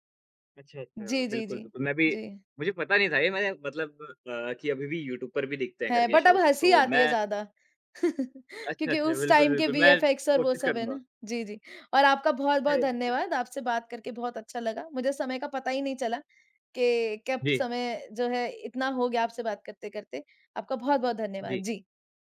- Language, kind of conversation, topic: Hindi, unstructured, आपका पसंदीदा दूरदर्शन धारावाहिक कौन सा है और क्यों?
- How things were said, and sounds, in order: in English: "बट"; in English: "शोज़"; chuckle; in English: "टाइम"; unintelligible speech